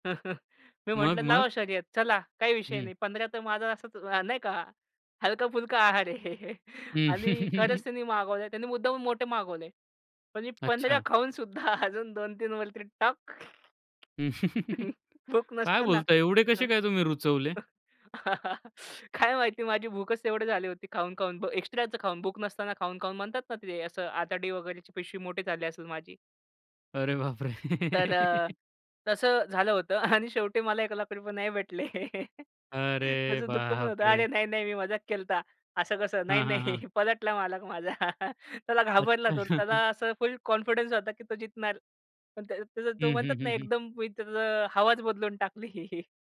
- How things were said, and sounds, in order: chuckle; chuckle; chuckle; laugh; tapping; laugh; laughing while speaking: "काय माहिती माझी भूकच"; laugh; laughing while speaking: "आणि शेवटी"; laugh; laughing while speaking: "त्याचं दुःख पण होतं अरे … हवाच बदलून टाकली"; drawn out: "अरे बाप रे"; chuckle; in English: "कॉन्फिडन्स"; chuckle
- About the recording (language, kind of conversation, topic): Marathi, podcast, भूक नसतानाही तुम्ही कधी काही खाल्लंय का?